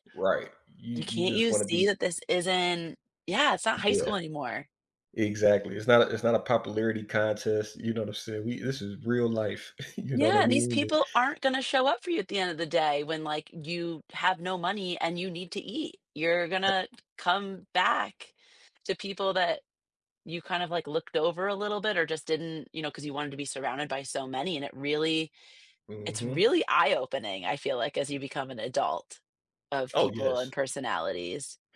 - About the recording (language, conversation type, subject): English, unstructured, What are some thoughtful ways to help a friend who is struggling emotionally?
- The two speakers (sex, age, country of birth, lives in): female, 35-39, United States, United States; male, 30-34, United States, United States
- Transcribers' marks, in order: other background noise; chuckle; other noise; tapping